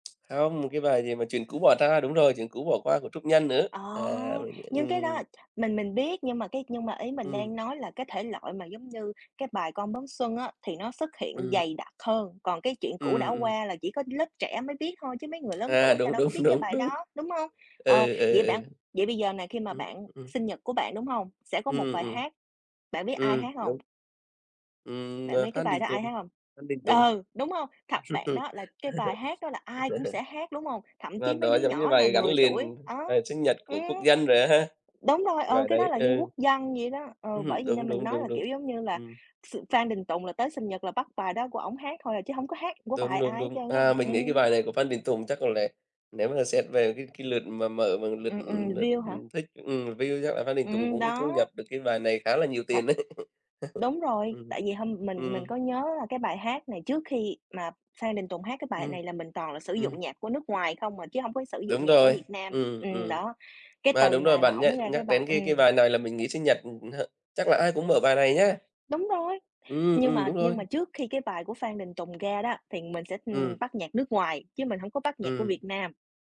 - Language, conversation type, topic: Vietnamese, unstructured, Bạn nghĩ gì về vai trò của âm nhạc trong cuộc sống hằng ngày?
- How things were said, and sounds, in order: tapping; other noise; unintelligible speech; "người" said as "ừn"; laughing while speaking: "đúng"; laughing while speaking: "Ừ"; laugh; in English: "View"; in English: "view"; other background noise; laugh